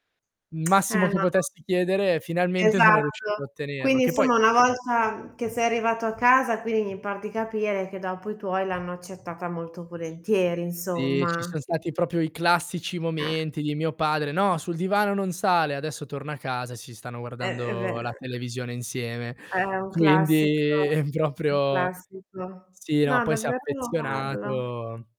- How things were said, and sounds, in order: lip smack; distorted speech; other background noise; "quindi" said as "quini"; "proprio" said as "propio"; other noise
- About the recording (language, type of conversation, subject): Italian, podcast, Hai mai avuto un imprevisto piacevole durante un viaggio?